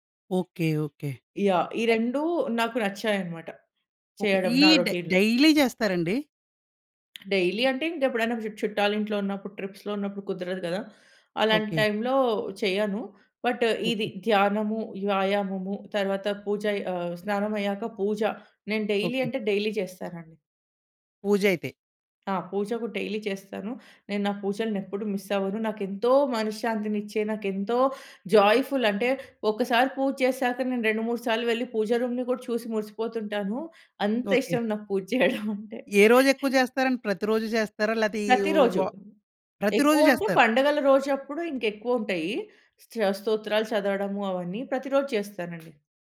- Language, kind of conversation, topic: Telugu, podcast, ఉదయం మీరు పూజ లేదా ధ్యానం ఎలా చేస్తారు?
- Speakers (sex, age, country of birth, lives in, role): female, 30-34, India, India, guest; male, 30-34, India, India, host
- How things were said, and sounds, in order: in English: "రోటీన్‌లో"; in English: "డైలీ"; tapping; in English: "డైలీ"; in English: "ట్రిప్స్‌లో"; in English: "బట్"; in English: "డైలీ"; in English: "డైలీ"; in English: "డైలీ"; in English: "మిస్"; in English: "జాయ్‌ఫుల్"; in English: "రూమ్‌ని"; giggle